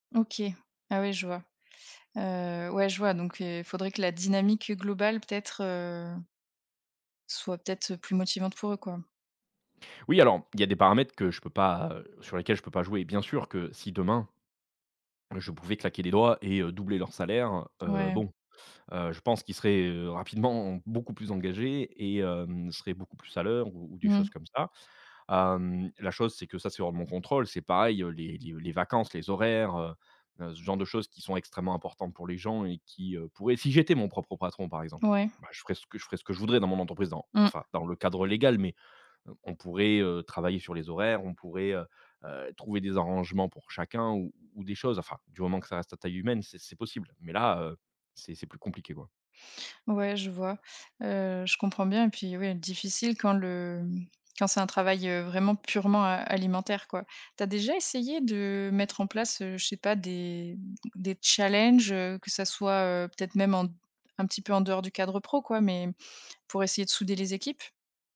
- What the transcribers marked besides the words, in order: stressed: "j'étais"; stressed: "challenges"
- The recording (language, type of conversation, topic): French, advice, Comment puis-je me responsabiliser et rester engagé sur la durée ?